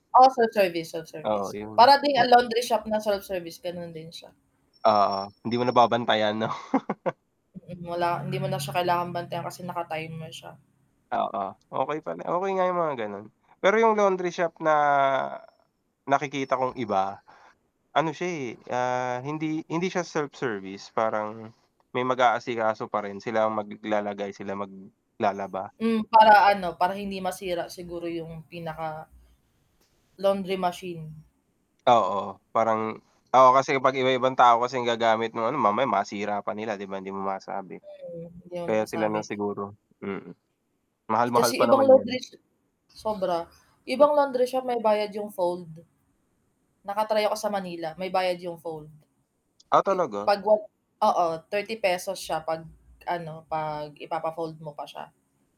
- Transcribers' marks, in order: static; other noise; other background noise; chuckle; other street noise; tapping; bird
- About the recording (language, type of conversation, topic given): Filipino, unstructured, Saan mo nakikita ang sarili mo sa loob ng limang taon pagdating sa personal na pag-unlad?